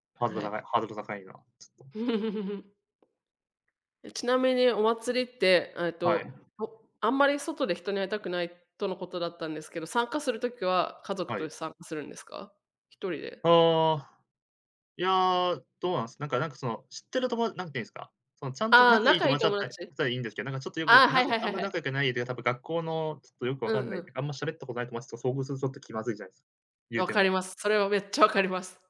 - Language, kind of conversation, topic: Japanese, unstructured, あなたの町でいちばん好きなイベントは何ですか？
- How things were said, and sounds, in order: laugh; tapping